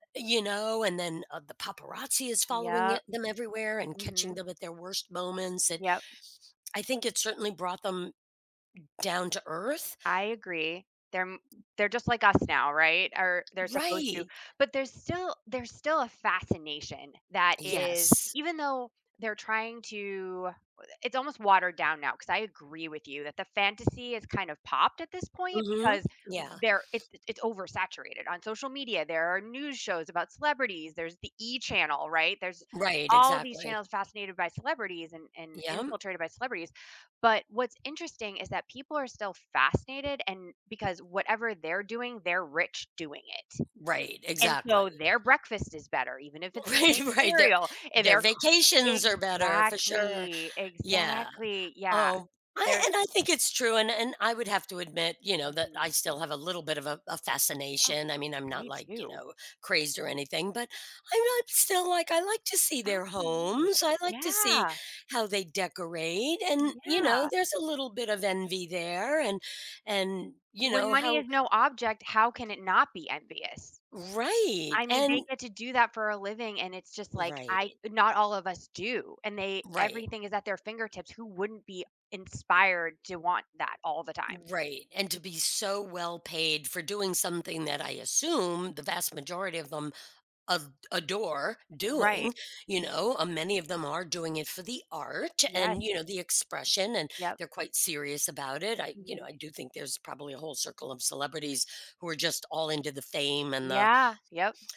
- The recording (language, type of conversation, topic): English, unstructured, What do you think about celebrity culture and fame?
- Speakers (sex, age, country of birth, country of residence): female, 40-44, United States, United States; female, 65-69, United States, United States
- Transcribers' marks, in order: other background noise; tapping; laughing while speaking: "Right, right"